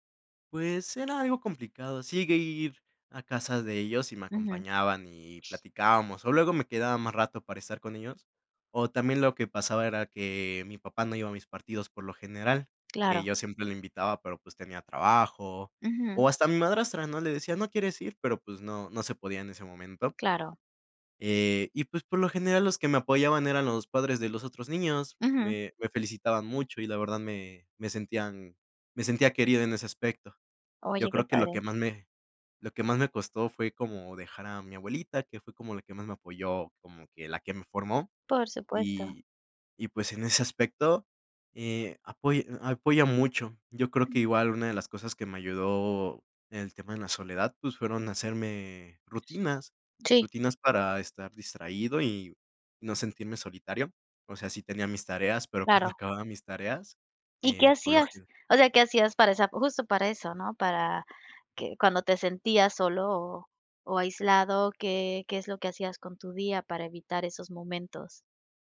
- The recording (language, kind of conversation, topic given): Spanish, podcast, ¿Qué haces cuando te sientes aislado?
- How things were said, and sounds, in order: other background noise